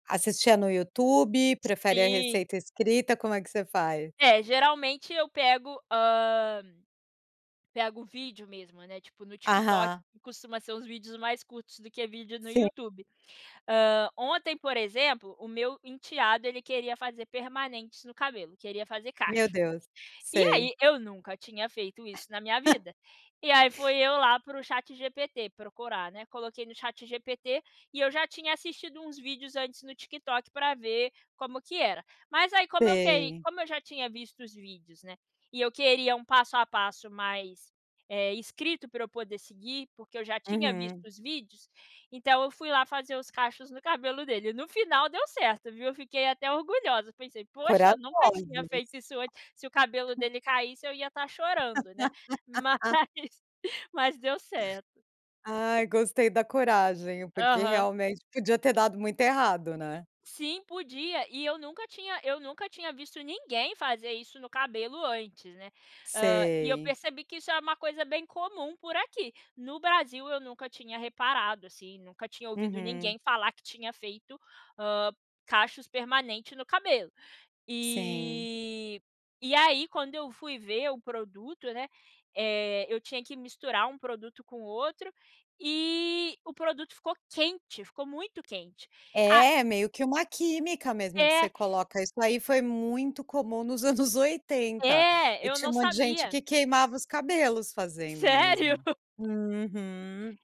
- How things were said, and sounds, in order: chuckle; tapping; other noise; laugh; laughing while speaking: "Mas"; laughing while speaking: "Sério?"
- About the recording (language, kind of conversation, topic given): Portuguese, podcast, O que te motivou a aprender por conta própria?